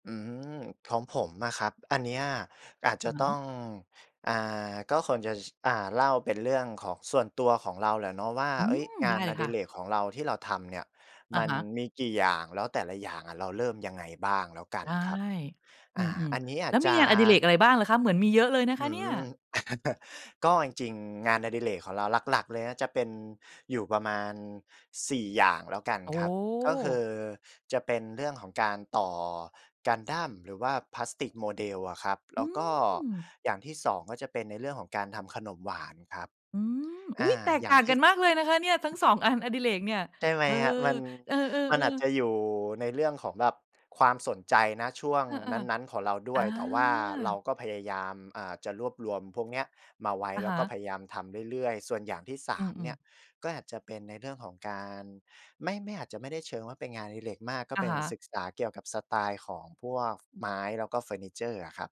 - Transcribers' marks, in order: "ส่วนใหญ่" said as "ข่นยัส"; chuckle; tapping
- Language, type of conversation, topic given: Thai, podcast, มีเคล็ดลับเริ่มงานอดิเรกสำหรับมือใหม่ไหม?